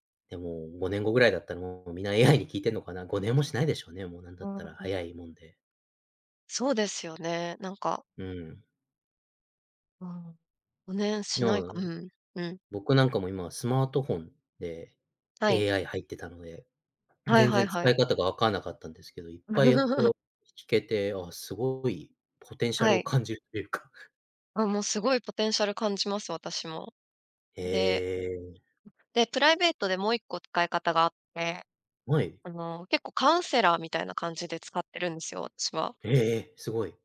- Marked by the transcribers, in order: other background noise; tapping; chuckle; scoff
- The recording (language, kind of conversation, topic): Japanese, podcast, 普段、どのような場面でAIツールを使っていますか？